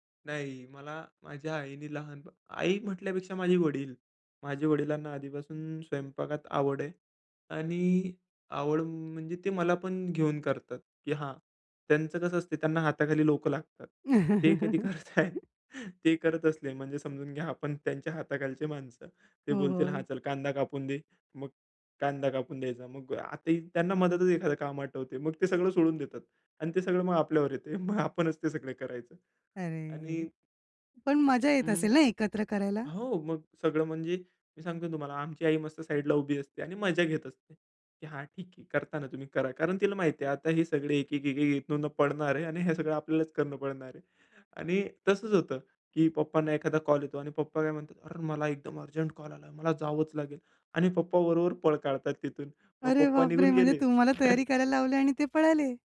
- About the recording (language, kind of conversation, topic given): Marathi, podcast, कोणत्या वासाने तुला लगेच घर आठवतं?
- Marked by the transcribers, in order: tapping; laughing while speaking: "करताहेत"; laugh; chuckle; other noise; laughing while speaking: "अरे बापरे! म्हणजे तुम्हाला तयारी करायला लावले आणि ते पळाले"; chuckle